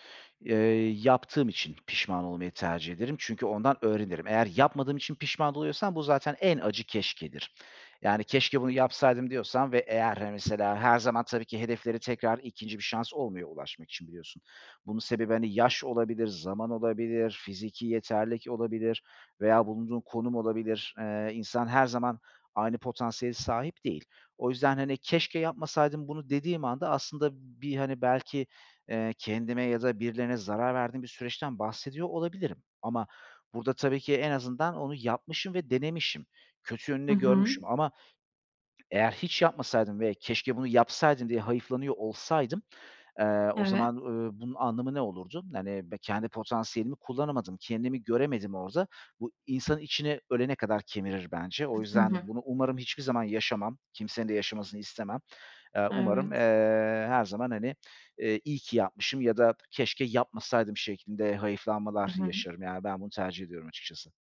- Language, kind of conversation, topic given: Turkish, podcast, Pişmanlık uyandıran anılarla nasıl başa çıkıyorsunuz?
- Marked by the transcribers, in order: other background noise